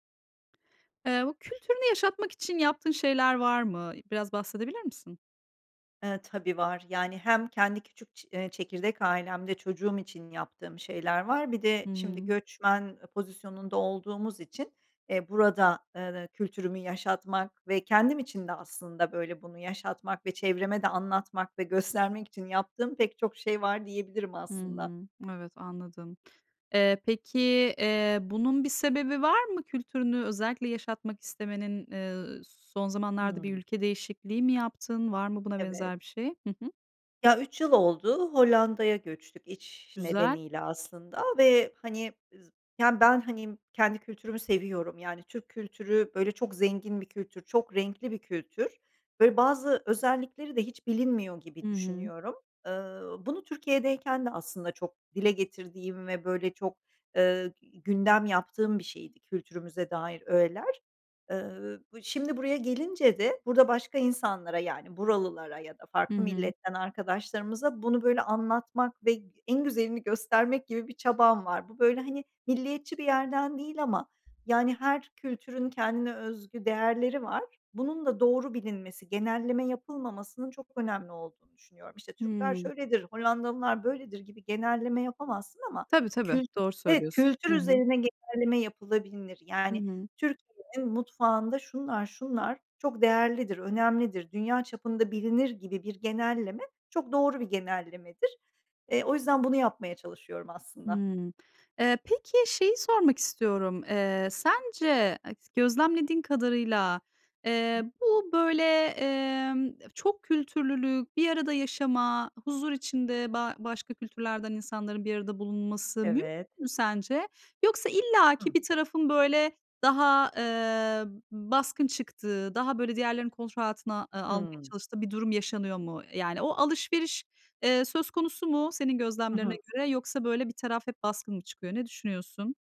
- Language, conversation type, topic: Turkish, podcast, Kültürünü yaşatmak için günlük hayatında neler yapıyorsun?
- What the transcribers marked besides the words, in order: tapping; other background noise; "ögeler" said as "öğeler"; unintelligible speech; unintelligible speech